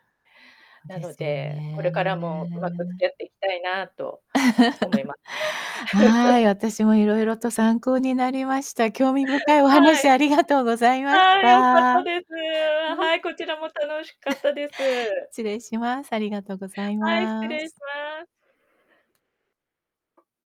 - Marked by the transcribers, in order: distorted speech; drawn out: "ね"; laugh; laughing while speaking: "ありがとうございました"; chuckle; other background noise; tapping
- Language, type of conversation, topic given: Japanese, podcast, SNSで見せている自分と実際の自分は違いますか？